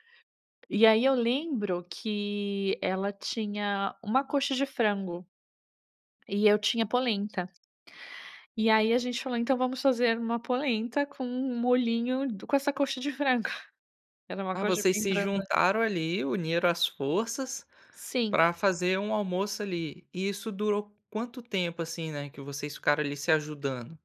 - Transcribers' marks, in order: none
- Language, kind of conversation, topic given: Portuguese, podcast, Como os amigos e a comunidade ajudam no seu processo de cura?